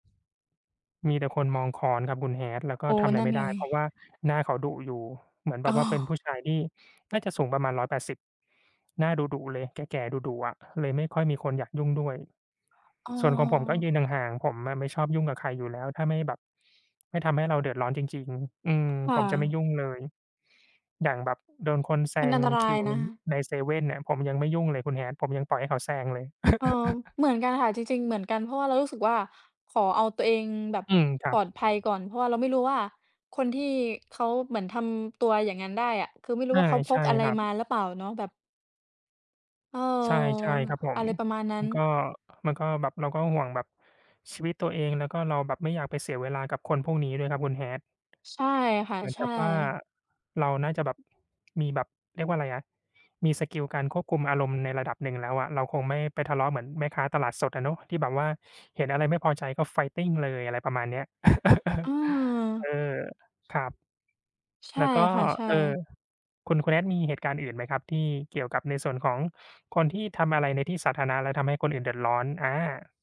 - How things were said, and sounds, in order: tapping; chuckle; in English: "Fighting"; chuckle
- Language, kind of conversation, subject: Thai, unstructured, ทำไมบางคนถึงโกรธหรือรำคาญเมื่อเห็นคนอื่นเล่นเกมมือถือในที่สาธารณะ?